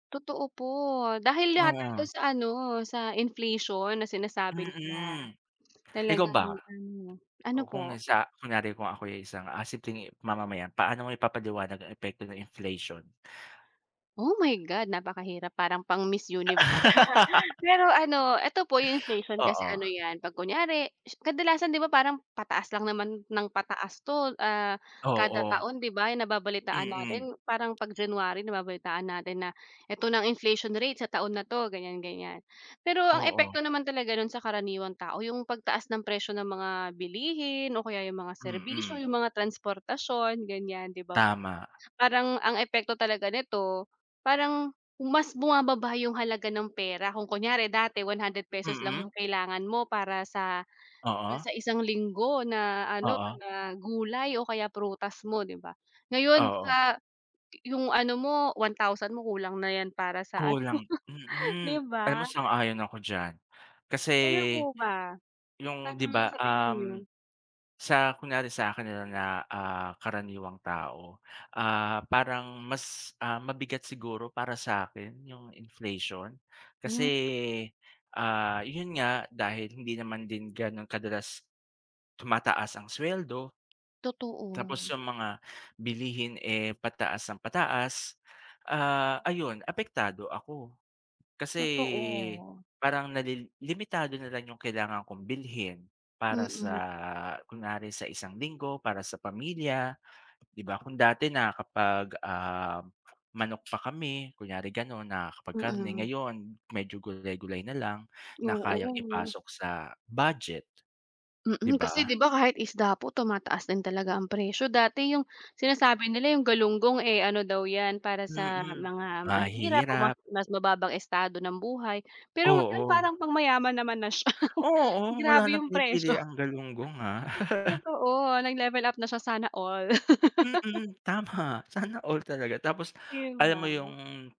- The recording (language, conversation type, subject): Filipino, unstructured, Paano mo ipapaliwanag ang epekto ng implasyon sa karaniwang tao?
- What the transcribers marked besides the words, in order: in English: "Oh my God"; laugh; laugh; in English: "inflation"; other background noise; laugh; laugh; laugh